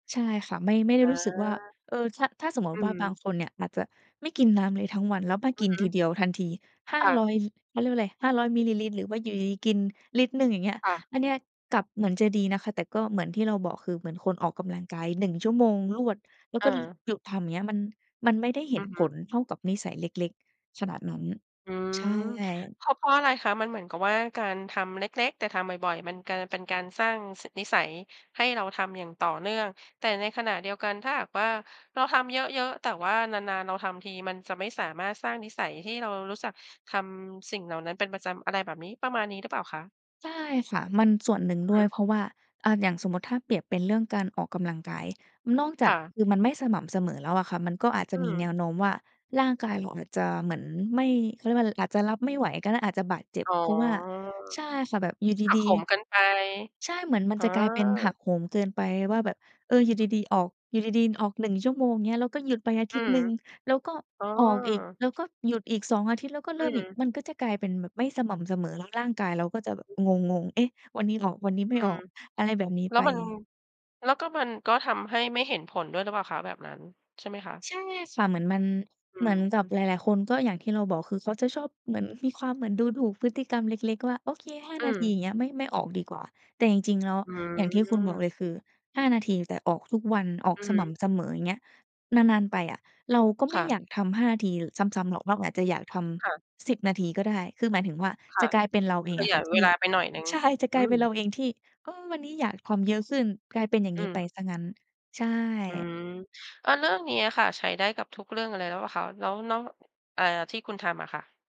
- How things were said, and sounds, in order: other background noise
- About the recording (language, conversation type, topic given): Thai, podcast, การเปลี่ยนพฤติกรรมเล็กๆ ของคนมีผลจริงไหม?